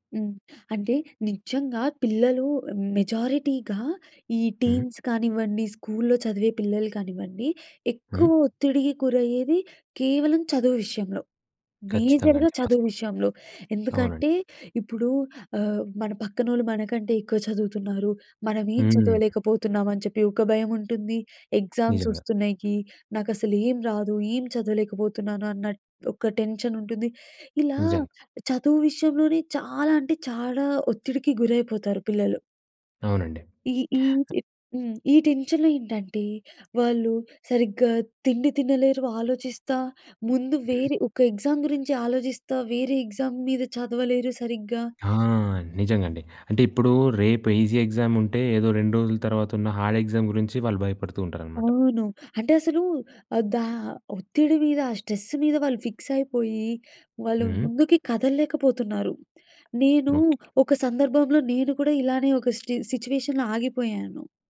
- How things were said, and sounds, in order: in English: "మెజారిటీగా"; in English: "టీన్స్"; in English: "స్కూల్‌లో"; in English: "మేజర్‌గా"; in English: "ఎగ్జామ్స్"; tapping; in English: "టెన్షన్"; stressed: "చాలా"; other background noise; other noise; in English: "టెన్షన్‌లో"; in English: "ఎగ్జామ్"; in English: "ఎగ్జామ్"; in English: "ఈజీ ఎగ్జామ్"; in English: "హార్డ్ ఎగ్జామ్"; in English: "స్ట్రెస్"; in English: "ఫిక్స్"; in English: "స్టి సిట్యుయేషన్‌లో"
- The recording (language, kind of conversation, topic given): Telugu, podcast, పిల్లల ఒత్తిడిని తగ్గించేందుకు మీరు అనుసరించే మార్గాలు ఏమిటి?